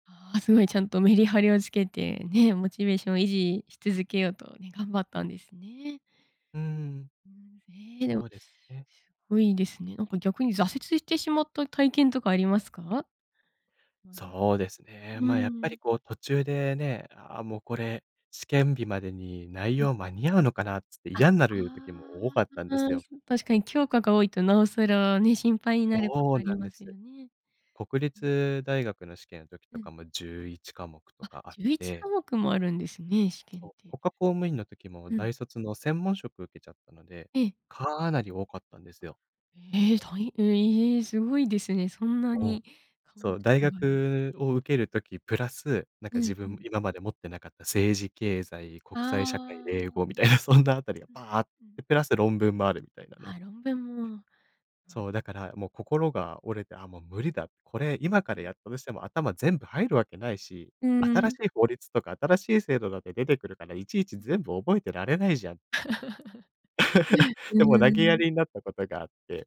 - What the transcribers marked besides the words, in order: laughing while speaking: "みたいな"; laugh
- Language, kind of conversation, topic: Japanese, podcast, 学習のやる気が下がったとき、あなたはどうしていますか？